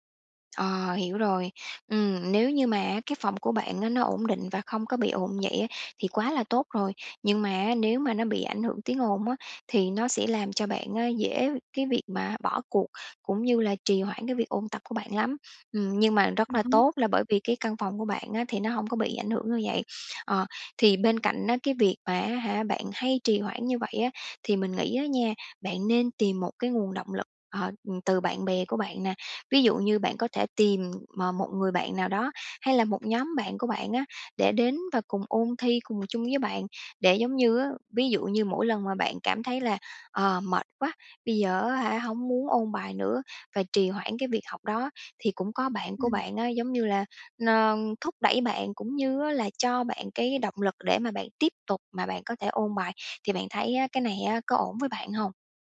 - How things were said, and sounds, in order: other background noise
- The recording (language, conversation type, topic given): Vietnamese, advice, Làm thế nào để bỏ thói quen trì hoãn các công việc quan trọng?